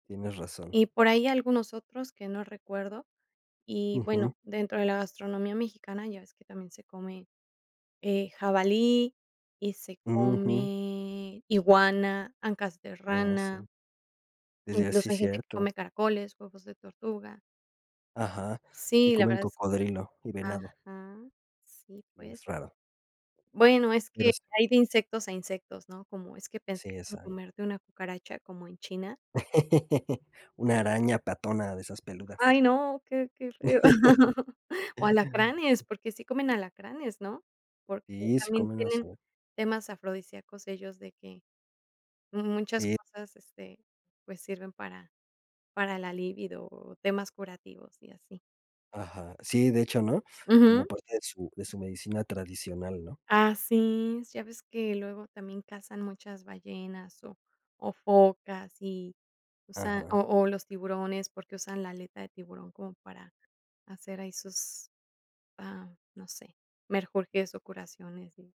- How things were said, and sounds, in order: chuckle; chuckle
- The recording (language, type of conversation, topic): Spanish, podcast, ¿Qué te atrae de la comida callejera y por qué?
- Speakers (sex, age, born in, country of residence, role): female, 40-44, Mexico, Mexico, host; male, 25-29, Mexico, Mexico, guest